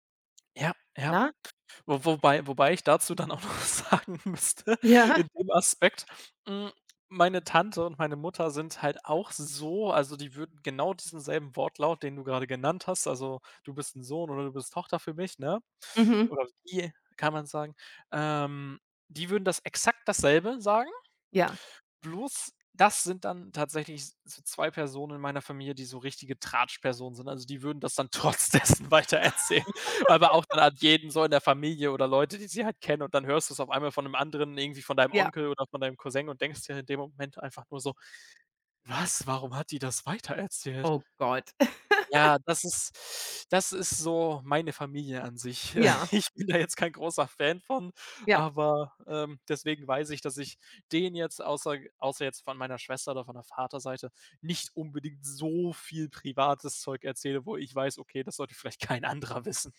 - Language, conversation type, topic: German, unstructured, Was macht für dich eine gute Freundschaft aus?
- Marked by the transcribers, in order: laughing while speaking: "dann auch noch sagen müsste"; laughing while speaking: "trotz dessen weiter erzählen"; laugh; laughing while speaking: "ich bin da jetzt kein großer Fan von"